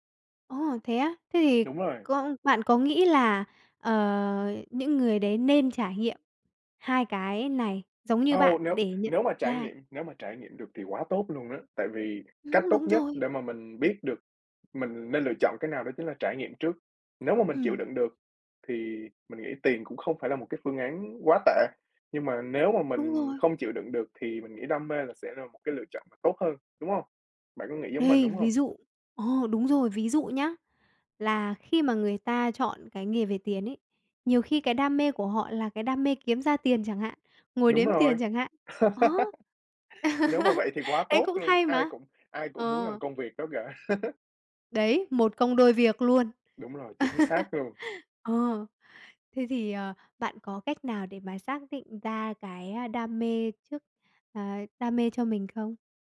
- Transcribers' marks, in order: tapping; laugh; chuckle; chuckle; chuckle
- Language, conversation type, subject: Vietnamese, podcast, Bạn ưu tiên tiền hay đam mê hơn, và vì sao?